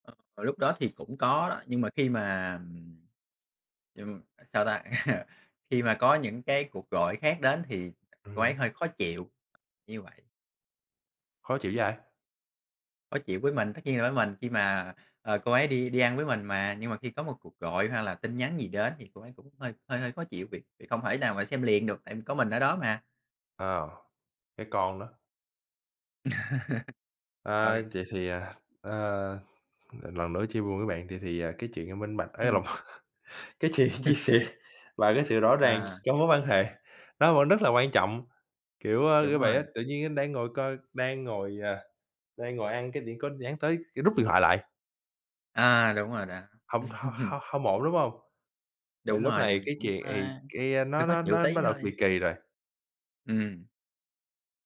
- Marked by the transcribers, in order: tapping; laugh; laugh; laugh; laughing while speaking: "cái chuyện chia sẻ"; chuckle; sniff; other background noise; laughing while speaking: "Ừm"
- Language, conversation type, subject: Vietnamese, unstructured, Theo bạn, điều quan trọng nhất trong một mối quan hệ là gì?